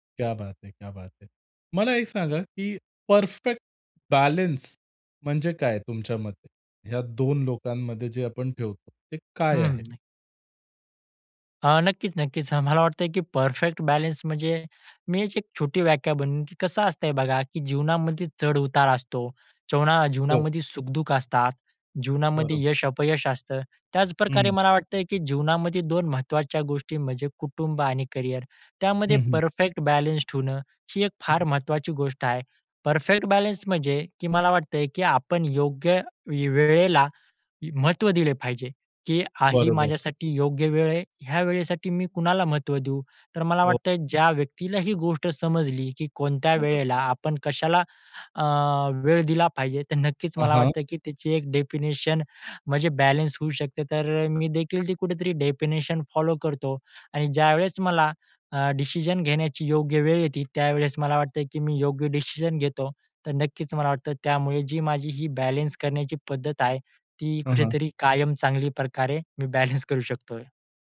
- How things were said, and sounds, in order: in Hindi: "क्या बात है! क्या बात है!"; other background noise; tapping
- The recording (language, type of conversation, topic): Marathi, podcast, कुटुंब आणि करिअरमध्ये प्राधान्य कसे ठरवता?